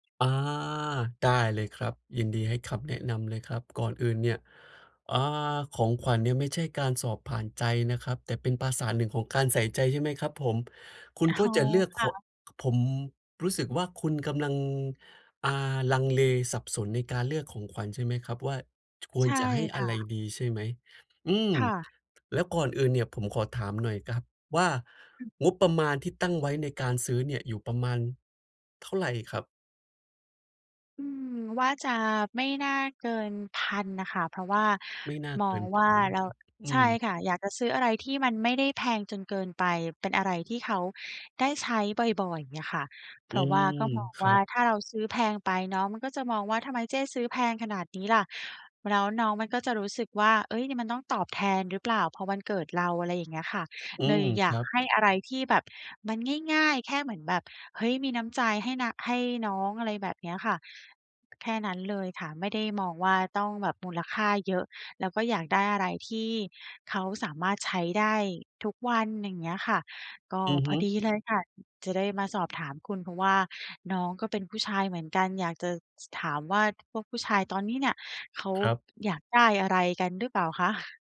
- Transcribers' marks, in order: tapping; other background noise
- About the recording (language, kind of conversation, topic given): Thai, advice, จะเลือกของขวัญให้ถูกใจคนที่ไม่แน่ใจว่าเขาชอบอะไรได้อย่างไร?